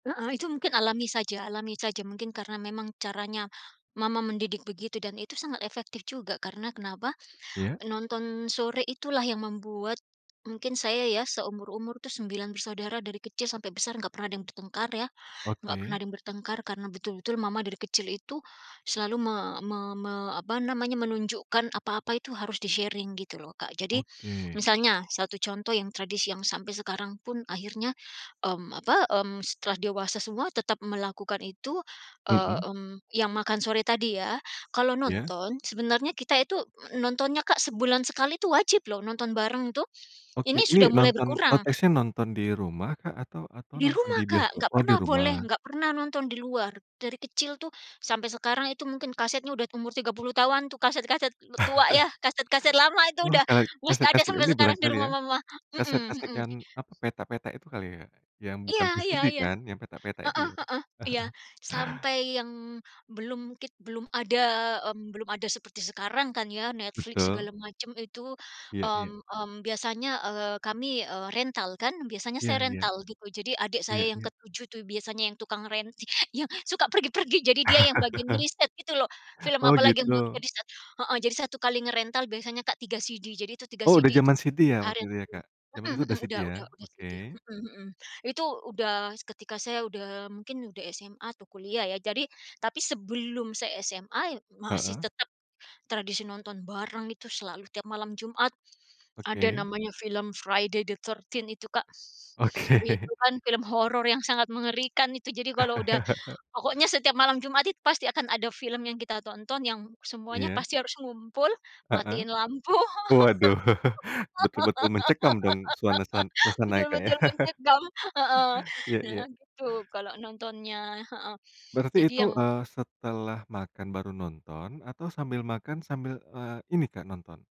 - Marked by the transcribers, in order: in English: "di-sharing"; chuckle; chuckle; chuckle; unintelligible speech; laughing while speaking: "Oke"; other background noise; chuckle; chuckle; laugh; chuckle
- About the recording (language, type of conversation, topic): Indonesian, podcast, Tradisi keluarga apa yang paling berkesan bagi kamu, dan bisa kamu ceritakan seperti apa?